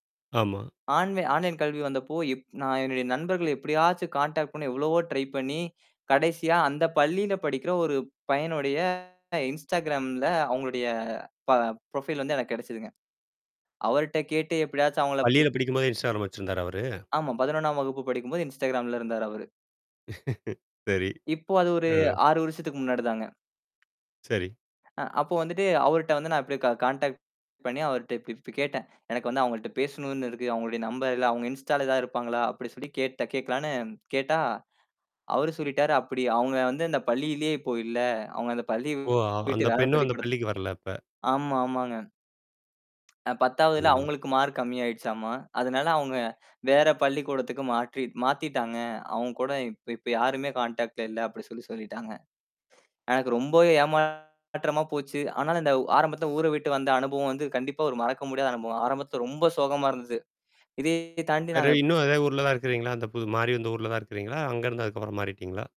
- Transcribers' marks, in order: "ஆன்லைன்" said as "ஆன்வே"; in English: "கான்டாக்ட்"; in English: "ட்ரை"; distorted speech; in English: "ப்ரொஃபைல்"; laugh; tapping; in English: "காண்டாக்ட்"; in English: "மார்க்"; in English: "கான்டாக்ட்ல"
- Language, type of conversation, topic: Tamil, podcast, ஊரை விட்டு வெளியேறிய அனுபவம் உங்களுக்கு எப்படி இருந்தது?